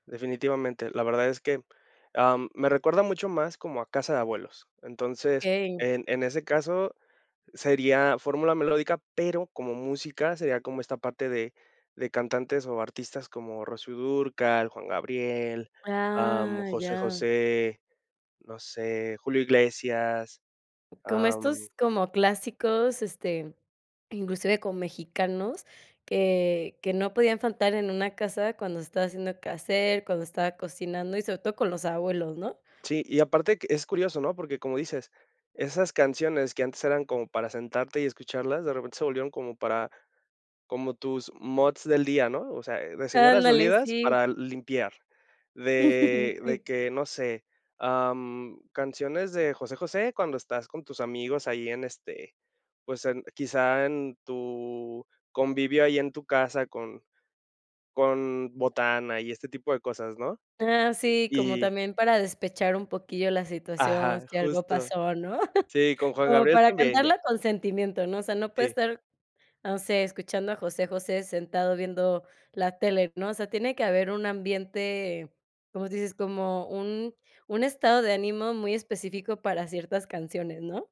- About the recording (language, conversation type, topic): Spanish, podcast, ¿Cómo ha influido tu familia en tus gustos musicales?
- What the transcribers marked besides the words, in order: other background noise; chuckle; chuckle